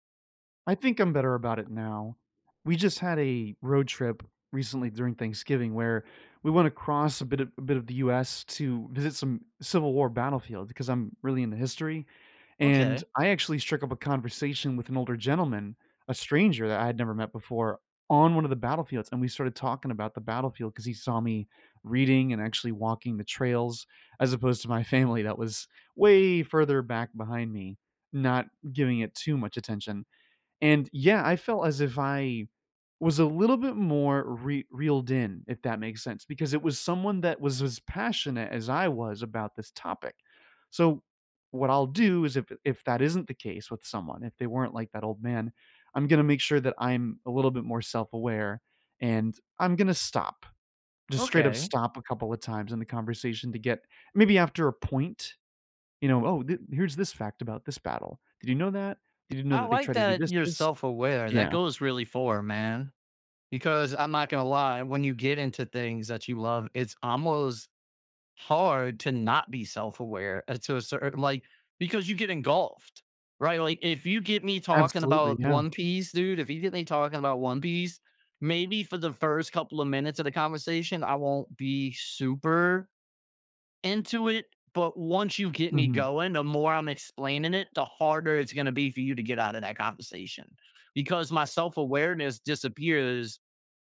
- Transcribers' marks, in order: other background noise; stressed: "way"; tapping
- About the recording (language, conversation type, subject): English, unstructured, How can I keep conversations balanced when someone else dominates?